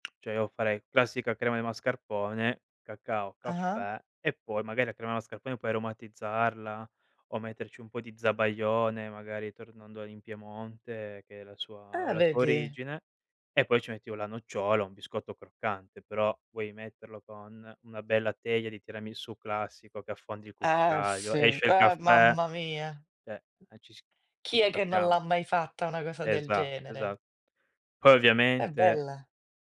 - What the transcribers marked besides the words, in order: tongue click; "Cioè" said as "ceh"; tapping; other background noise; "cioè" said as "ceh"
- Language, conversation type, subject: Italian, podcast, Che cosa significa davvero per te “mangiare come a casa”?